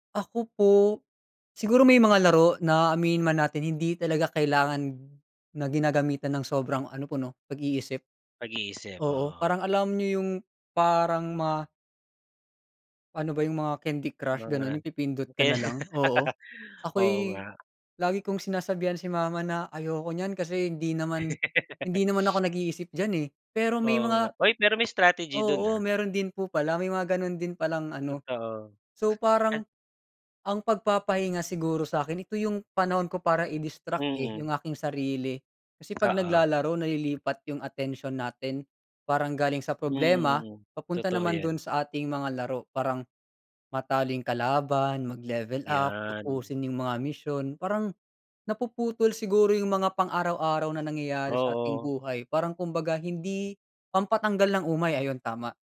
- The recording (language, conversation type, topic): Filipino, unstructured, Paano ginagamit ng mga kabataan ang larong bidyo bilang libangan sa kanilang oras ng pahinga?
- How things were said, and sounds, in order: laughing while speaking: "kaya"; tapping